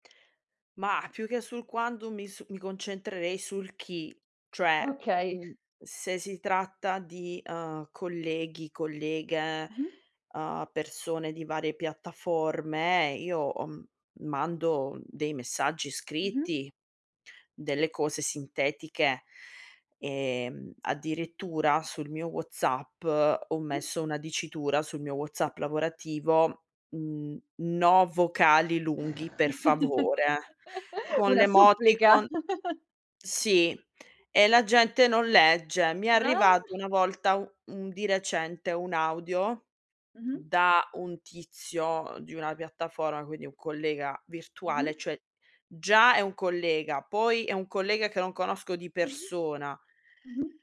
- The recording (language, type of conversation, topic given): Italian, podcast, Quando preferisci inviare un messaggio vocale invece di scrivere un messaggio?
- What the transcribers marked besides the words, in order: tapping; chuckle; chuckle; giggle